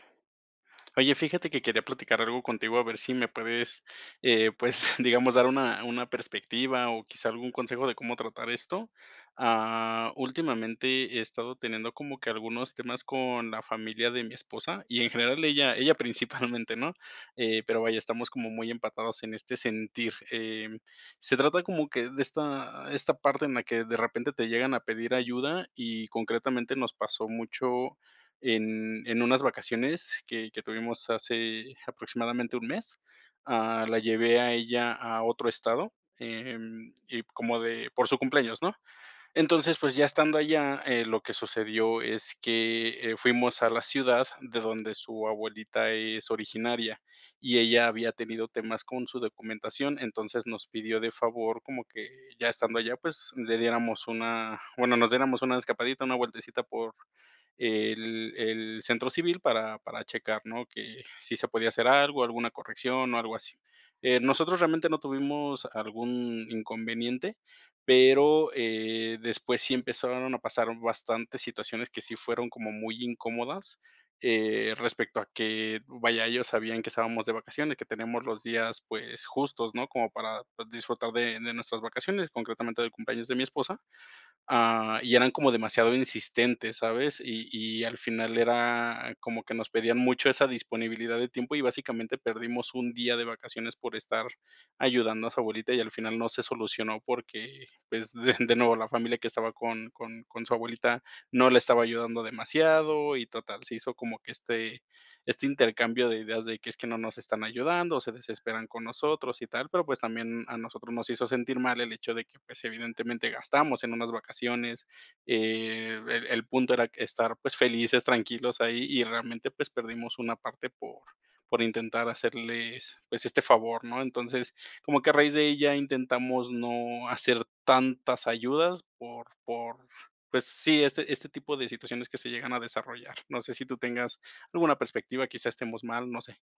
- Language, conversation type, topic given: Spanish, advice, ¿Cómo puedo manejar la culpa por no poder ayudar siempre a mis familiares?
- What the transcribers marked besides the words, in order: other noise; laughing while speaking: "pues"; laughing while speaking: "principalmente"